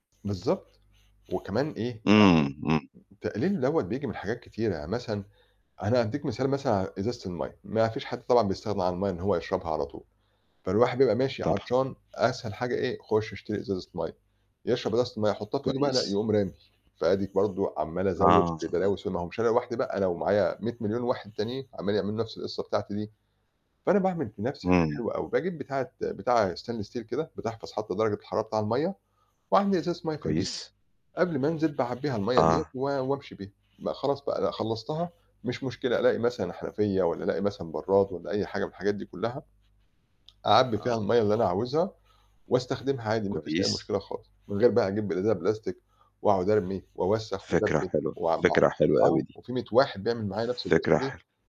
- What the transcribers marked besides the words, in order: static; other background noise; in English: "stainless steel"
- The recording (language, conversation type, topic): Arabic, podcast, إيه عاداتك اليومية اللي بتعملها عشان تقلّل الزبالة؟